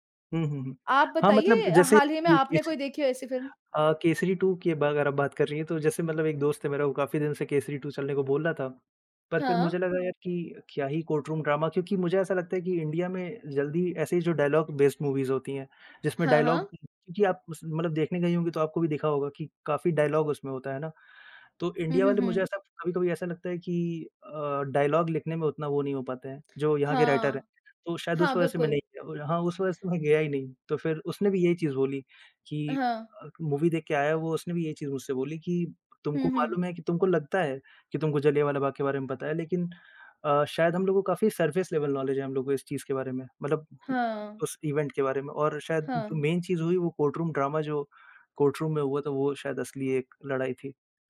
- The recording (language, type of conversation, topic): Hindi, unstructured, आपको कौन सी फिल्म सबसे ज़्यादा यादगार लगी है?
- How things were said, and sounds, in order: in English: "कोर्ट रूम ड्रामा"; in English: "डायलॉग बेस्ड मूवीज"; in English: "डायलॉग"; in English: "डायलॉग"; in English: "डायलॉग"; in English: "राइटर"; in English: "मूवी"; in English: "सरफेस लेवल नॉलेज"; other background noise; in English: "इवेंट"; in English: "मेन"; in English: "कोर्ट रूम ड्रामा"; in English: "कोर्ट रूम"